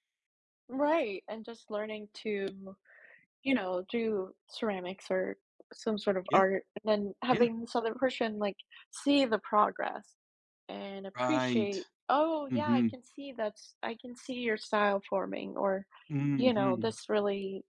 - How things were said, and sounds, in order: tapping
- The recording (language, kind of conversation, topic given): English, unstructured, How can couples find a healthy balance between spending time together and pursuing their own interests?
- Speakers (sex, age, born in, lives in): female, 45-49, United States, United States; male, 55-59, United States, United States